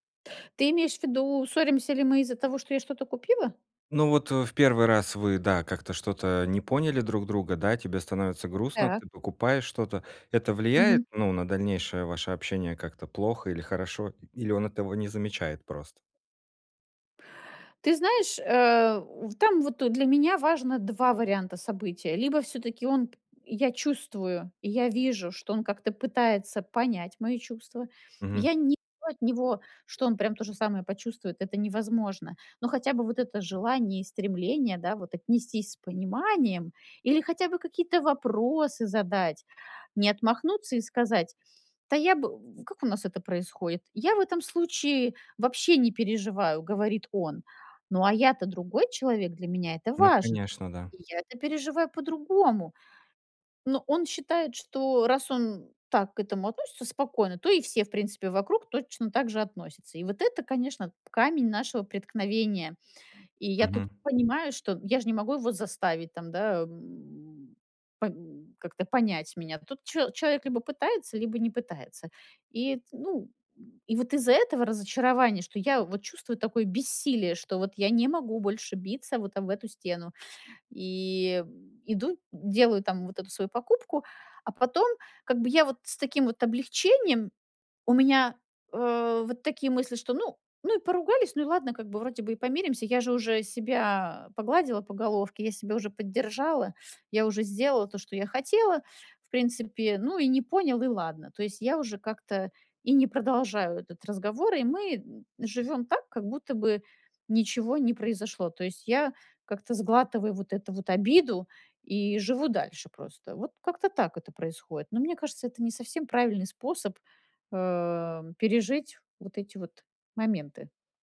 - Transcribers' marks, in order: tapping
- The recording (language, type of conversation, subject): Russian, advice, Как мне контролировать импульсивные покупки и эмоциональные траты?